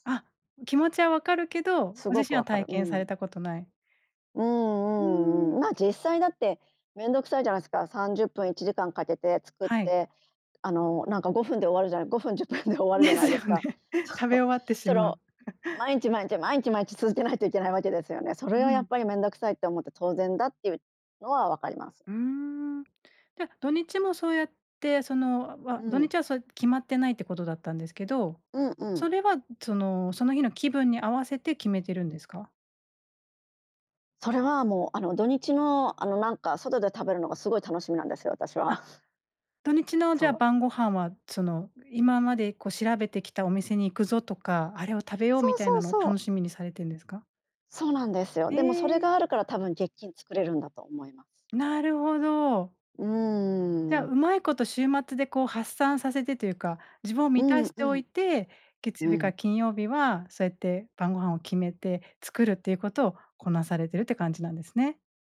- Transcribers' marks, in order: laughing while speaking: "じゅっぷん で"; laughing while speaking: "ですよね"; laugh
- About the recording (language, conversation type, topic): Japanese, podcast, 晩ごはんはどうやって決めていますか？